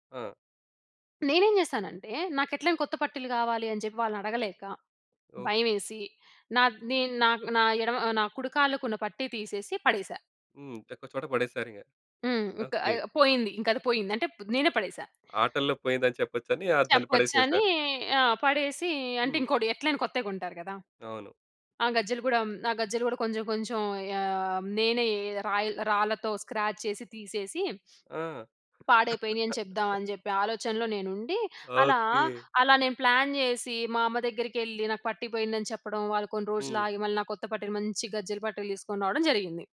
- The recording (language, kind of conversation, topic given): Telugu, podcast, మీ చిన్నప్పట్లో మీరు ఆడిన ఆటల గురించి వివరంగా చెప్పగలరా?
- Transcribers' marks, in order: tapping; in English: "స్క్రాచ్"